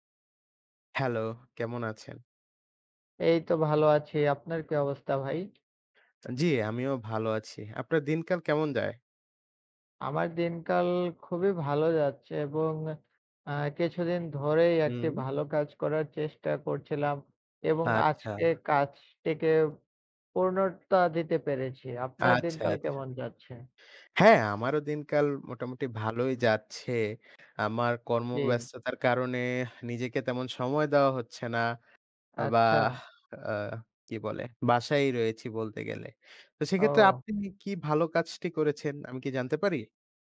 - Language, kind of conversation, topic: Bengali, unstructured, আপনার কি মনে হয়, সমাজে সবাই কি সমান সুযোগ পায়?
- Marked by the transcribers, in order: tapping; other background noise